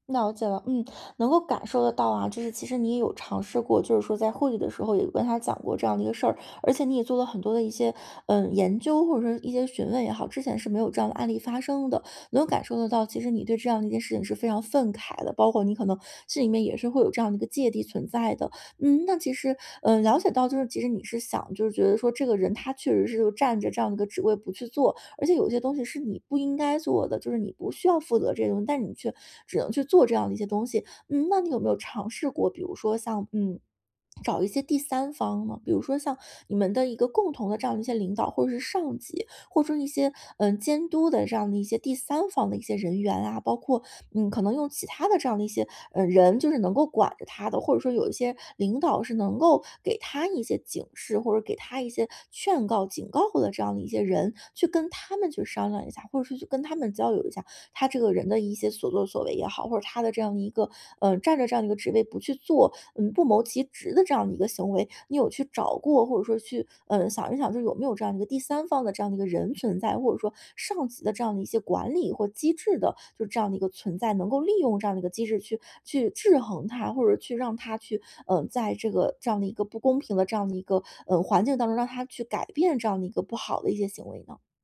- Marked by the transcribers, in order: swallow
- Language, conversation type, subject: Chinese, advice, 你该如何与难相处的同事就职责划分进行协商？